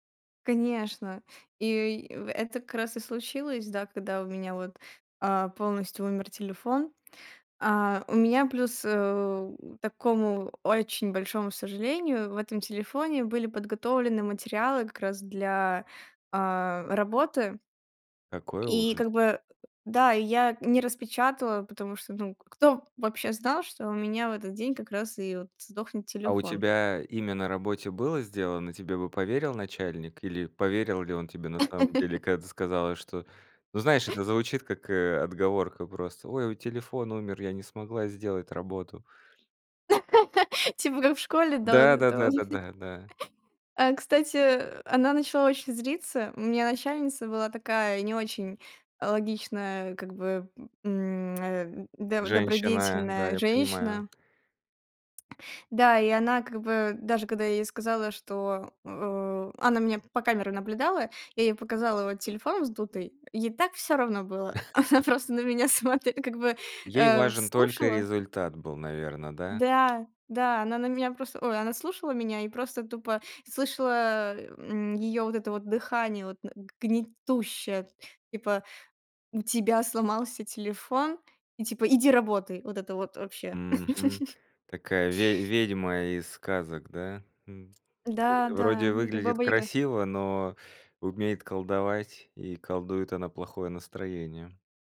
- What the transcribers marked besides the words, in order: tapping; laugh; chuckle; laugh; laugh; laugh; laughing while speaking: "Она просто на меня смотре"; laugh; other background noise
- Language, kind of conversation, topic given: Russian, podcast, Был ли у тебя случай, когда техника подвела тебя в пути?